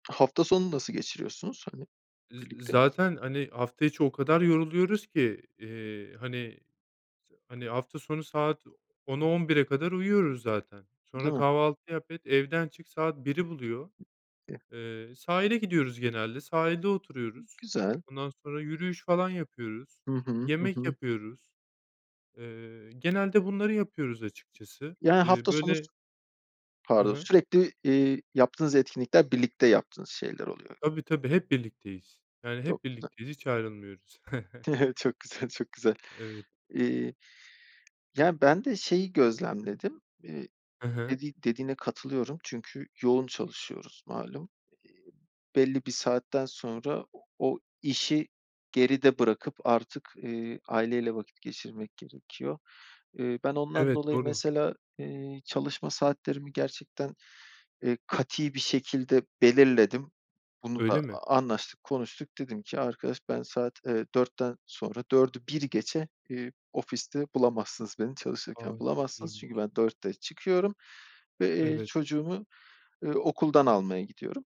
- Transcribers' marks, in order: unintelligible speech; giggle
- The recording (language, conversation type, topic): Turkish, unstructured, Sence aileyle geçirilen zaman neden önemlidir?
- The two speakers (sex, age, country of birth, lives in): male, 30-34, Turkey, Spain; male, 35-39, Turkey, Poland